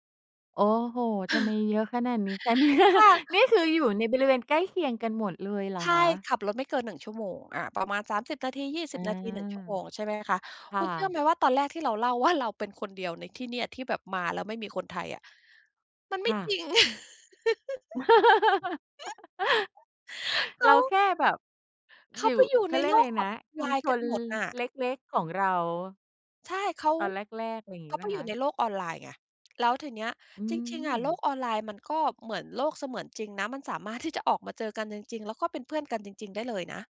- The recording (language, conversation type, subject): Thai, podcast, คุณเคยมีประสบการณ์นัดเจอเพื่อนที่รู้จักกันทางออนไลน์แล้วพบกันตัวจริงไหม?
- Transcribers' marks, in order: laughing while speaking: "เนี่ย"; unintelligible speech; laughing while speaking: "ว่า"; laugh; giggle; laughing while speaking: "เขา"; tapping; laughing while speaking: "จะ"